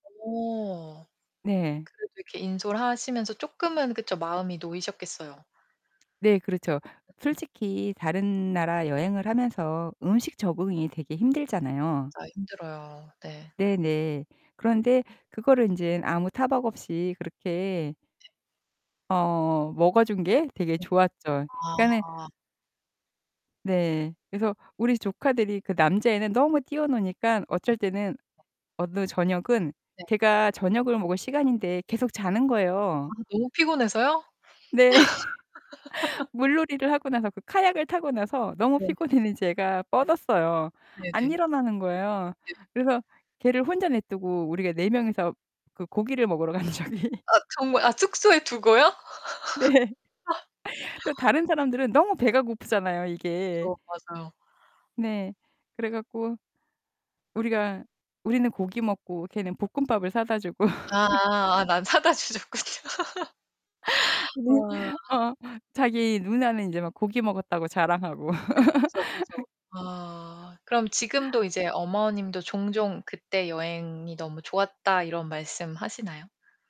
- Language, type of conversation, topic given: Korean, podcast, 지금도 종종 떠오르는 가족과의 순간이 있나요?
- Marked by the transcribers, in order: distorted speech; tapping; other noise; other background noise; laugh; laughing while speaking: "간 적이"; laughing while speaking: "네"; laugh; laughing while speaking: "주고"; laugh; laughing while speaking: "주셨군요"; laughing while speaking: "네. 어"; laugh